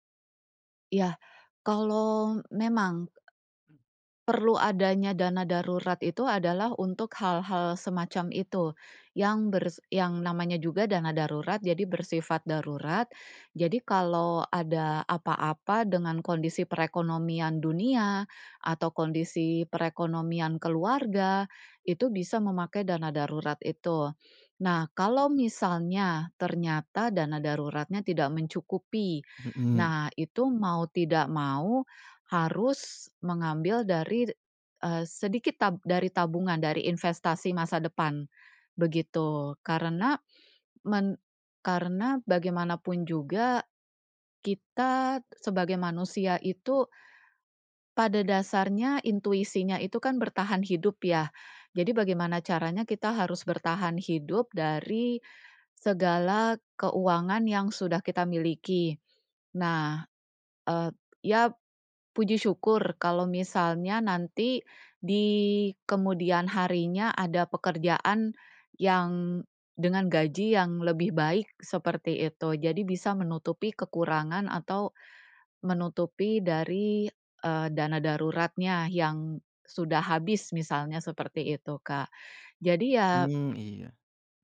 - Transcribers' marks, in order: tapping
- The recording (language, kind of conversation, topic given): Indonesian, podcast, Gimana caramu mengatur keuangan untuk tujuan jangka panjang?